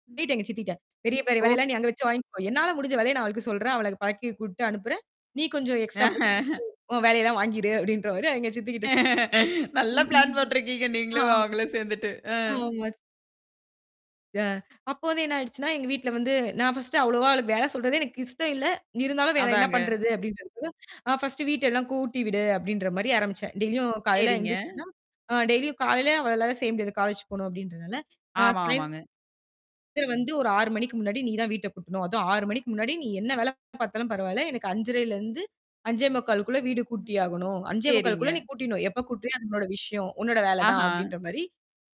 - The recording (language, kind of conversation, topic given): Tamil, podcast, வீட்டு வேலைகளில் குழந்தைகள் பங்கேற்கும்படி நீங்கள் எப்படிச் செய்வீர்கள்?
- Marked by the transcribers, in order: other background noise; distorted speech; laugh; tapping; chuckle; laughing while speaking: "நல்லா பிளான் போட்ருக்கீங்க நீங்களும் அவுங்களும் சேந்துட்டு. ஆ"; in English: "எக்ஸ்ட்ரா"; unintelligible speech; mechanical hum; laugh; in English: "ஃபஸ்டு"; other noise